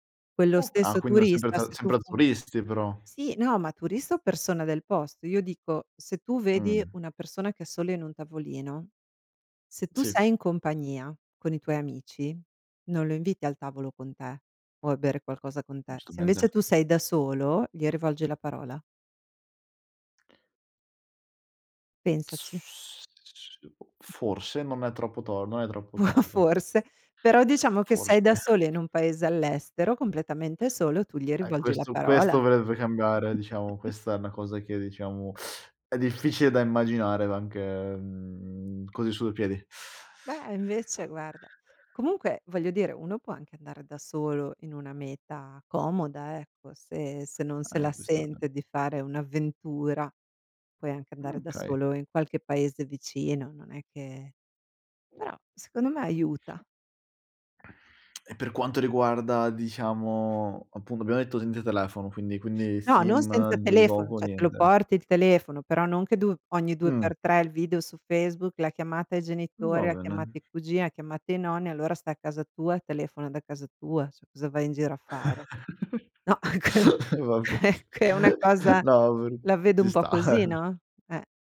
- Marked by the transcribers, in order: "Giustamente" said as "ustamente"; drawn out: "S"; unintelligible speech; other background noise; chuckle; laughing while speaking: "Forse"; chuckle; teeth sucking; drawn out: "mhmm"; tapping; "okay" said as "kay"; yawn; "senza" said as "senze"; "cioè" said as "ceh"; chuckle; laughing while speaking: "Va be no va b ci sta"; laughing while speaking: "è che eh"; chuckle
- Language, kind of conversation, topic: Italian, podcast, Che consiglio daresti a chi vuole fare il suo primo viaggio da solo?